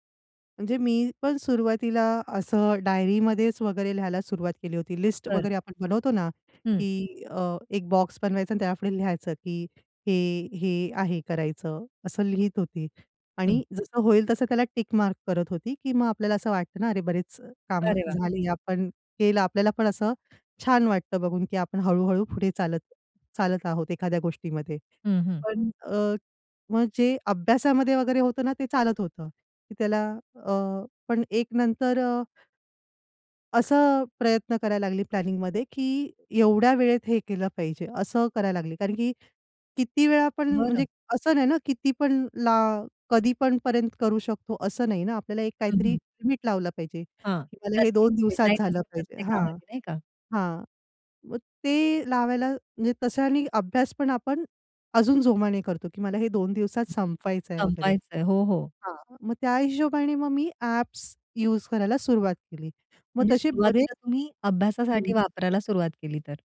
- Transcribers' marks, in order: tapping; other background noise; in English: "प्लॅनिंगमध्ये"
- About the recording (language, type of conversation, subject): Marathi, podcast, कुठल्या कामांची यादी तयार करण्याच्या अनुप्रयोगामुळे तुमचं काम अधिक सोपं झालं?